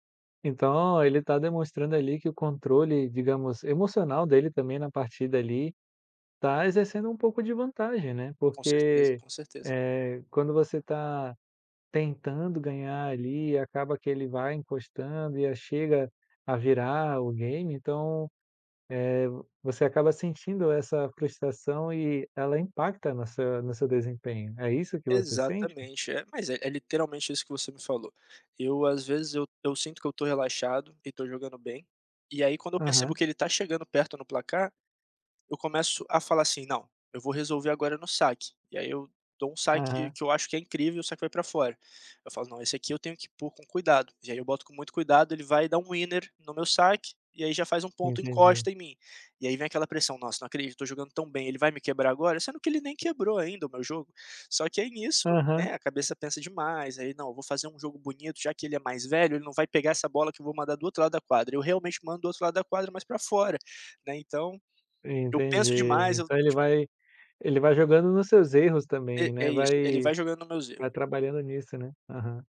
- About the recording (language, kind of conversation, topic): Portuguese, podcast, Como você lida com a frustração quando algo não dá certo no seu hobby?
- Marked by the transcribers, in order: other background noise; tapping; in English: "winner"